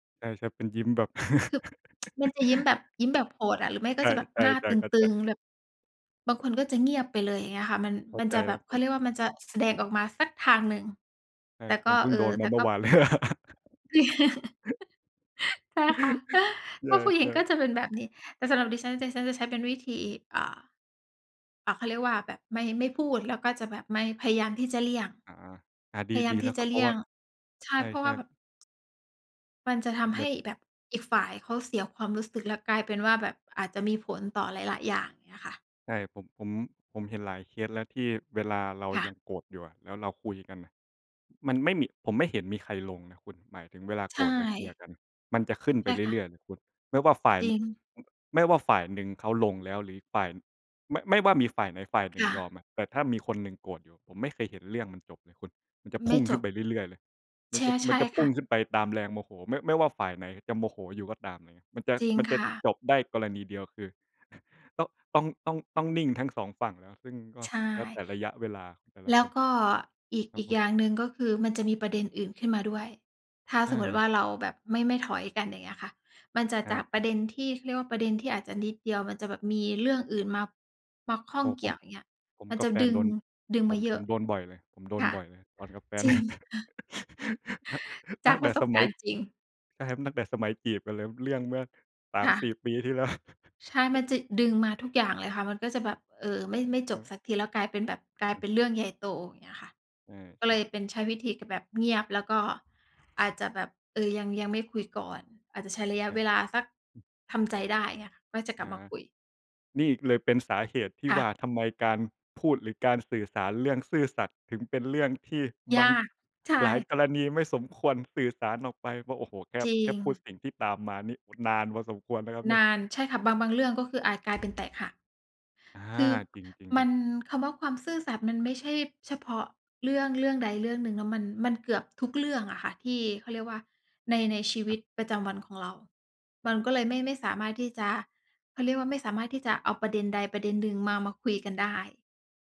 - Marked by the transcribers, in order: tsk; chuckle; tapping; chuckle; giggle; chuckle; chuckle; laughing while speaking: "ตั้ง ตั้งแต่สมัย"; chuckle; laugh; laughing while speaking: "ใช่"; other background noise
- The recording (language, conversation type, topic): Thai, unstructured, เมื่อไหร่ที่คุณคิดว่าความซื่อสัตย์เป็นเรื่องยากที่สุด?